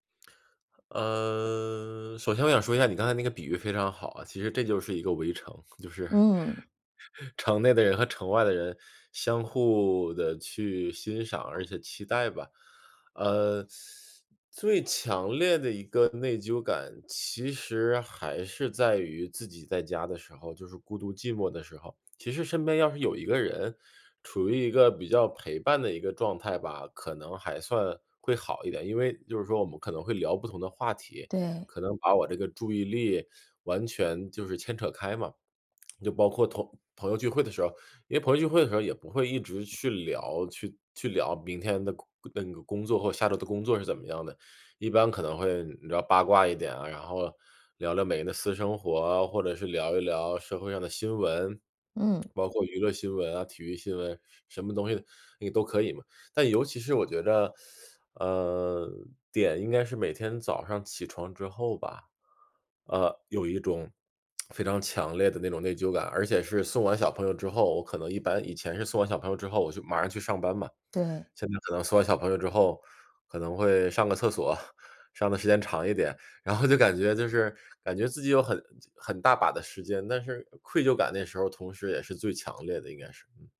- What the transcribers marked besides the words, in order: laughing while speaking: "就是 城内的人"; other background noise; teeth sucking; lip smack; teeth sucking; lip smack; laughing while speaking: "后"
- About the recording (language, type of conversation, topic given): Chinese, advice, 休闲时我总是感到内疚或分心，该怎么办？
- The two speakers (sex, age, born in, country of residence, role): female, 30-34, China, Japan, advisor; male, 40-44, China, United States, user